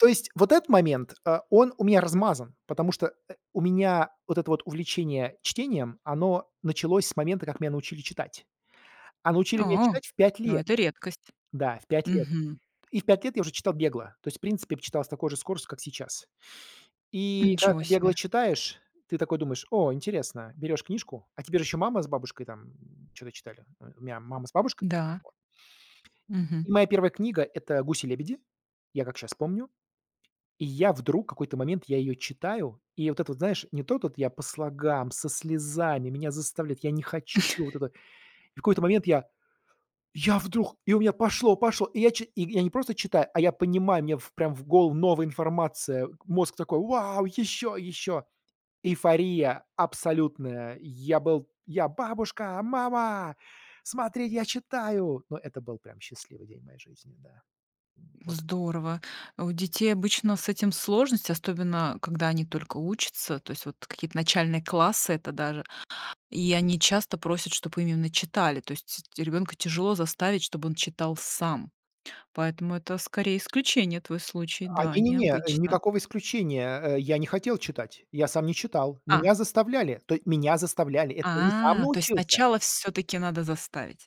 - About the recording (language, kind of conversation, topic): Russian, podcast, Помнишь момент, когда что‑то стало действительно интересно?
- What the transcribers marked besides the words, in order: tapping; other background noise; stressed: "слогам"; stressed: "слезами"; chuckle; joyful: "Бабушка! Мама! Смотрите, я читаю!"; "особенно" said as "остобенно"